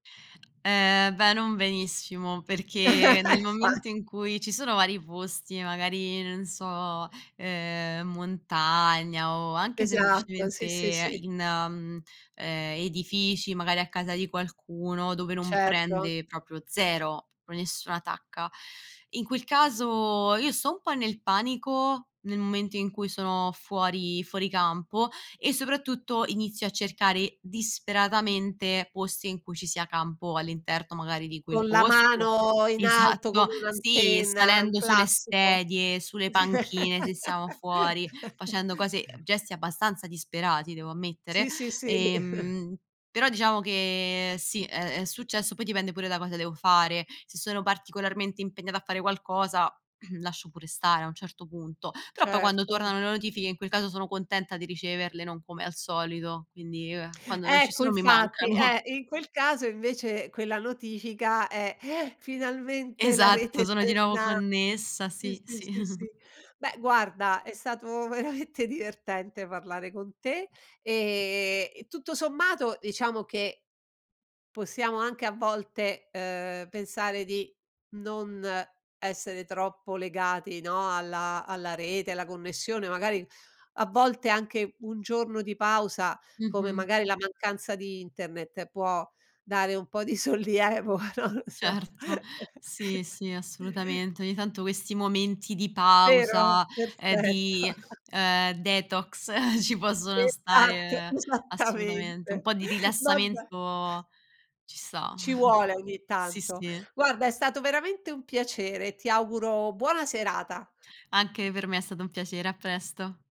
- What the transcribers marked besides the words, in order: chuckle; "proprio" said as "propio"; "all'interno" said as "interto"; laugh; chuckle; throat clearing; laughing while speaking: "mancano"; gasp; chuckle; laughing while speaking: "veramente"; laughing while speaking: "sollievo, non lo so"; chuckle; laughing while speaking: "Perfetto"; chuckle; in English: "detox"; chuckle; laughing while speaking: "Esatto, esattamente. Vabbè"; "vuole" said as "uole"; chuckle
- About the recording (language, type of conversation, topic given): Italian, podcast, Come gestisci le notifiche sul telefono nella vita quotidiana?